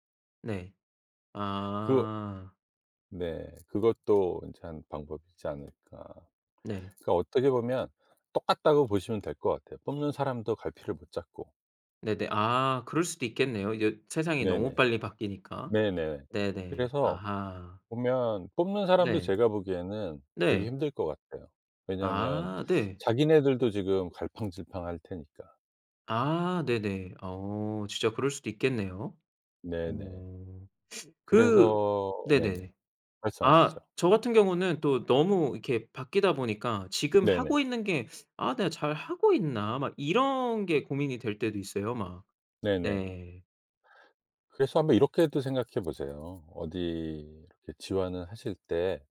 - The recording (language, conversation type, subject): Korean, advice, 졸업 후 인생 목표가 보이지 않는데 어떻게 해야 하나요?
- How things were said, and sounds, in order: other background noise; teeth sucking